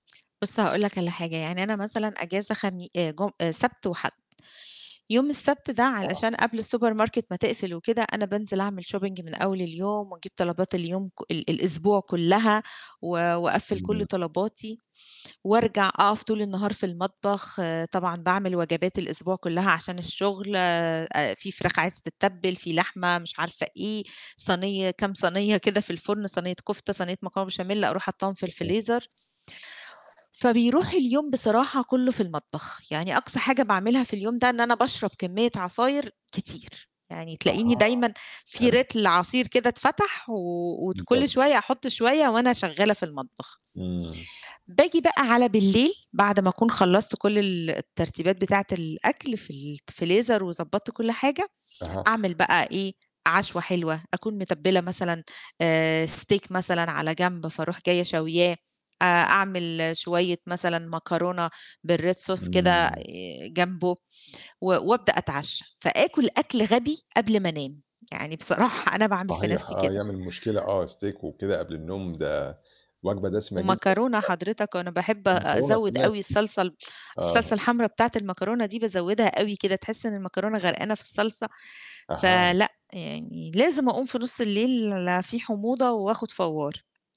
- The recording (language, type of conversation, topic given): Arabic, advice, إزاي بتتعامل مع إحساسك بالذنب بعد ما أكلت كتير قوي في العطلة؟
- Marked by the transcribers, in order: in English: "الsupermarket"; in English: "shopping"; unintelligible speech; "الفريزر" said as "الفليزر"; "لتر" said as "ريتل"; other background noise; "فريزر" said as "فليزر"; in English: "Steak"; in English: "بالRed Sauce"; laughing while speaking: "بصراحة"; in English: "Steak"; distorted speech